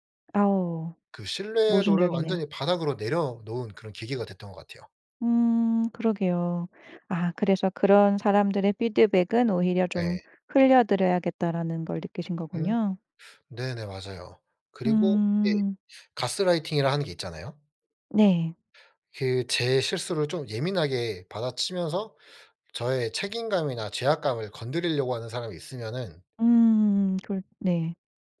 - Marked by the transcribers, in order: tapping; other background noise
- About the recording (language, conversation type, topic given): Korean, podcast, 피드백을 받을 때 보통 어떻게 반응하시나요?